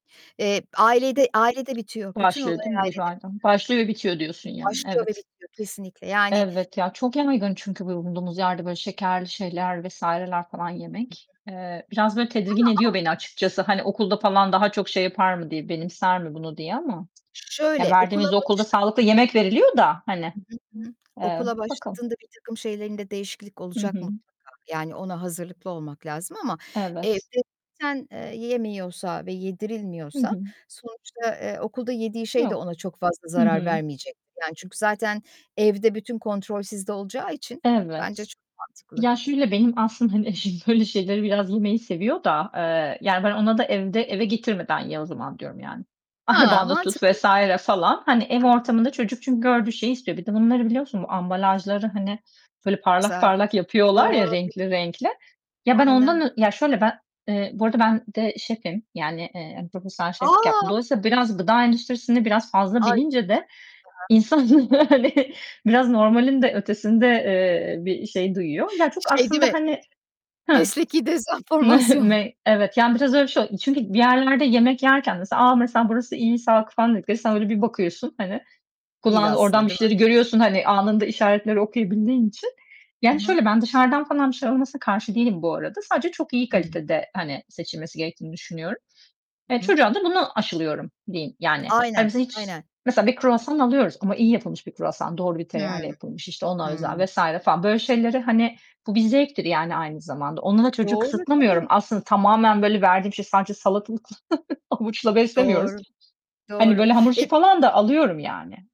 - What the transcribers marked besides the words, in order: static; other background noise; tapping; unintelligible speech; distorted speech; unintelligible speech; laughing while speaking: "hani eşim böyle şeyleri biraz yemeyi seviyor da"; laughing while speaking: "insan, yani"; giggle; laughing while speaking: "salatalıkla, havuçla"
- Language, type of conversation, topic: Turkish, unstructured, Çocuklara abur cubur vermek ailelerin sorumluluğu mu?
- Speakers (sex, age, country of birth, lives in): female, 40-44, Turkey, Greece; female, 55-59, Turkey, Poland